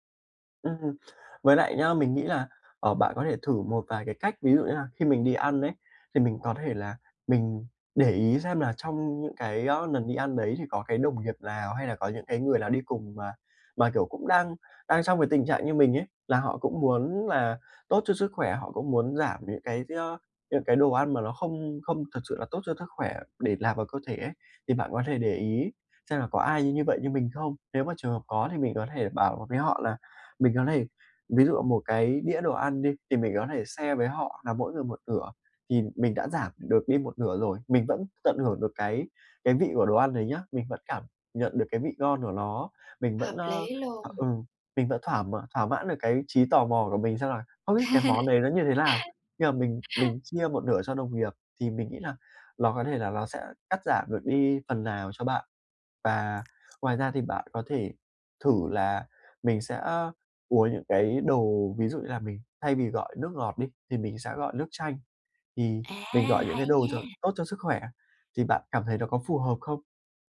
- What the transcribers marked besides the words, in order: in English: "share"; tapping; laugh; other background noise
- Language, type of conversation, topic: Vietnamese, advice, Làm sao để ăn lành mạnh khi đi ăn ngoài mà vẫn tận hưởng bữa ăn?